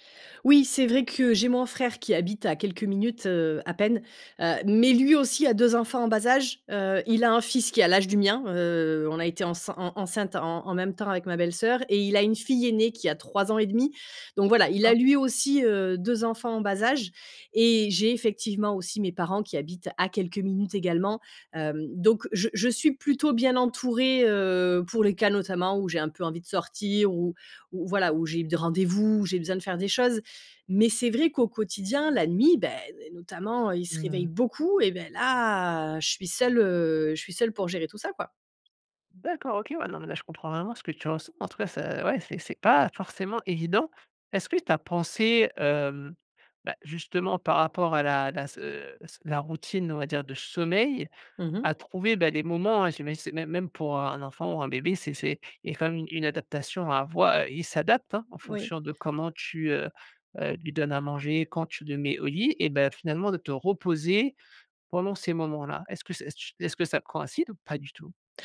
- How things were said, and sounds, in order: drawn out: "Heu"; stressed: "beaucoup"; drawn out: "là"
- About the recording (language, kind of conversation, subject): French, advice, Comment la naissance de votre enfant a-t-elle changé vos routines familiales ?